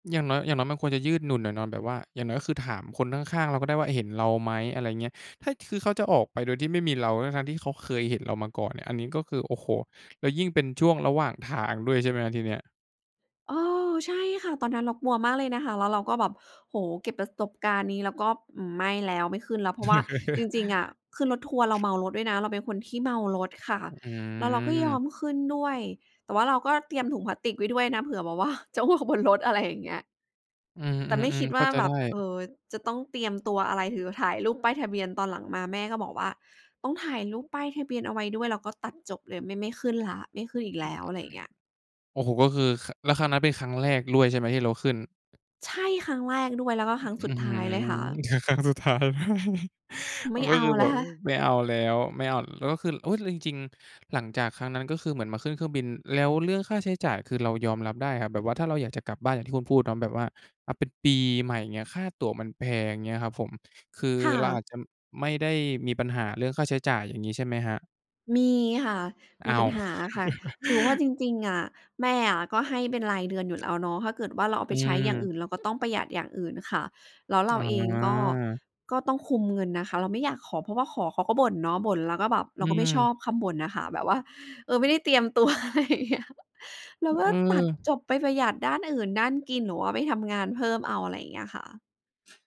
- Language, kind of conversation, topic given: Thai, podcast, ครั้งแรกที่เดินทางคนเดียวเป็นยังไงบ้าง?
- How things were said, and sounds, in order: chuckle; other background noise; laughing while speaking: "ว่าจะอ้วกบนรถ"; other noise; tapping; laughing while speaking: "ค ครั้งสุดท้ายด้วย"; chuckle; laughing while speaking: "อะไรอย่างเงี้ย"